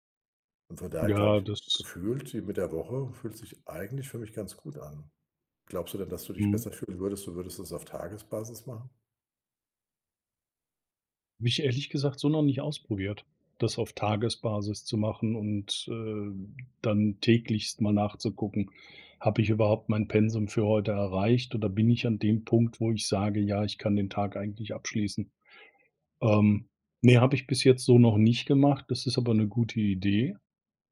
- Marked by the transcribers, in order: "täglich" said as "täglichst"
- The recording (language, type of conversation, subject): German, advice, Wie kann ich Fortschritte bei gesunden Gewohnheiten besser erkennen?